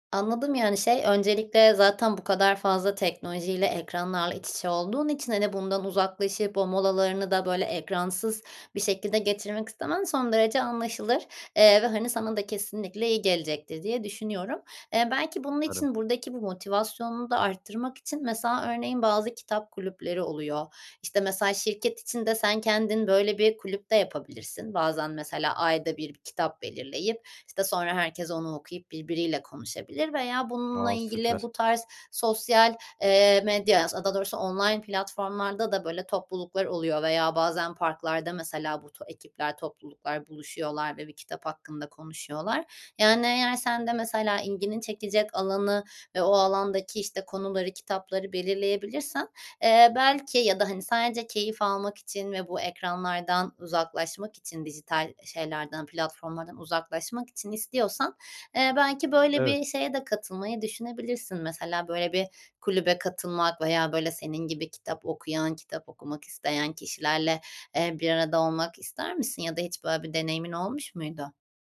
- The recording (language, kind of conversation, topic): Turkish, advice, Her gün düzenli kitap okuma alışkanlığı nasıl geliştirebilirim?
- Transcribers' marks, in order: in English: "online"